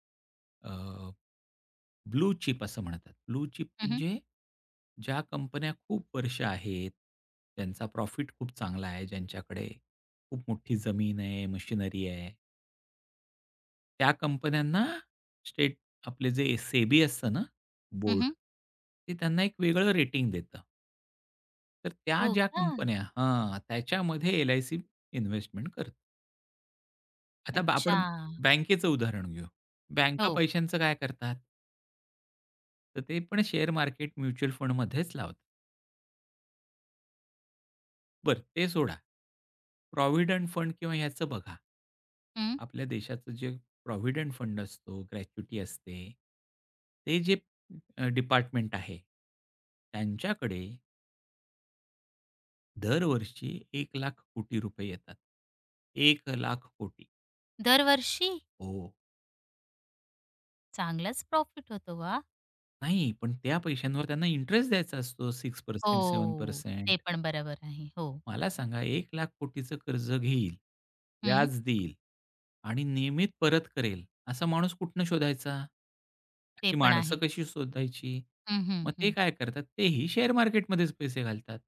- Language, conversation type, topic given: Marathi, podcast, इतरांचं ऐकूनही ठाम कसं राहता?
- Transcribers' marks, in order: other background noise; in English: "शेअर"; in English: "म्युच्युअल फंडमध्येच"; in English: "प्रॉव्हिडंट फंड"; in English: "प्रॉव्हिडंट फंड"; in English: "ग्रॅच्युइटी"; drawn out: "हो"; in English: "शेअर"